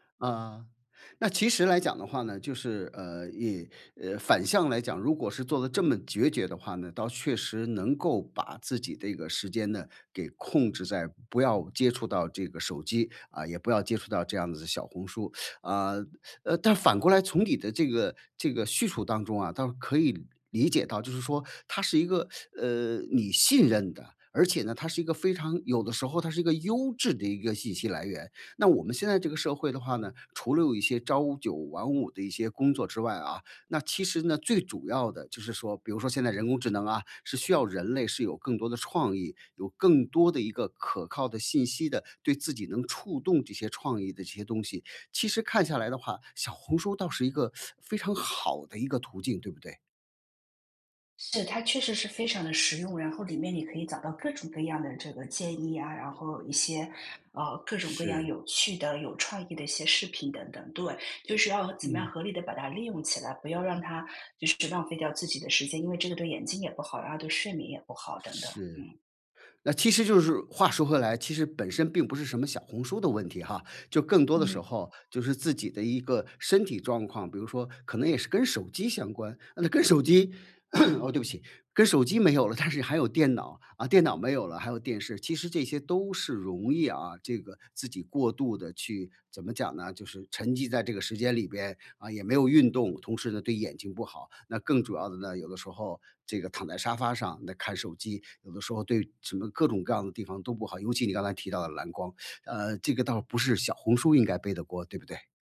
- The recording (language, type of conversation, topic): Chinese, podcast, 你会如何控制刷短视频的时间？
- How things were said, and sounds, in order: teeth sucking; teeth sucking; teeth sucking; throat clearing; laughing while speaking: "但是"; teeth sucking